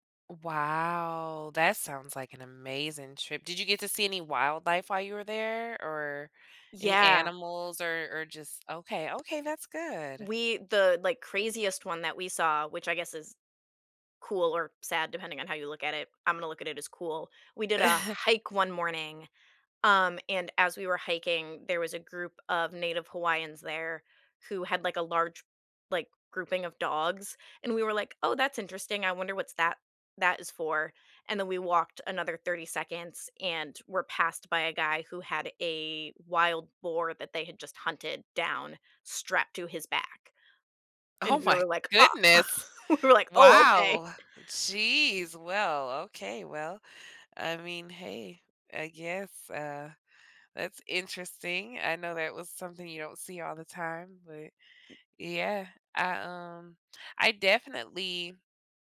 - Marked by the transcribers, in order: drawn out: "Wow"; tapping; laugh; laughing while speaking: "Oh my"; laugh; laughing while speaking: "We were like, Oh, okay"; surprised: "Wow. Jeez"; other background noise
- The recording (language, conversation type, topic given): English, unstructured, What is your favorite place you have ever traveled to?